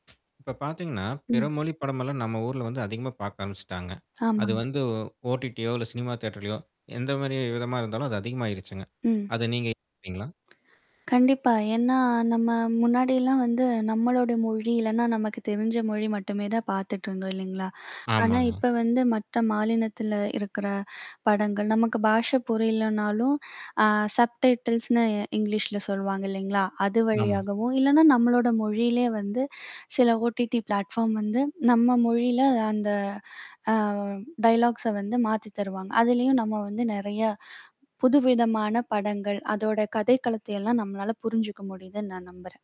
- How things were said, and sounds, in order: mechanical hum; static; distorted speech; in English: "OTT"; in English: "சினிமா தியேட்டர்லையோ"; other background noise; lip smack; in English: "சப்டைட்டில்ஸ்ன்னு இங்கிலீஷ்ல"; in English: "OTT பிளாட்ஃபார்ம்ஸ்"; in English: "டயலாக்ஸ"; other noise
- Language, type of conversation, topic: Tamil, podcast, பிற மொழி சினிமா இப்போ வேற மாதிரி ஏன் பிரபலமாய்ட்டுச்சு?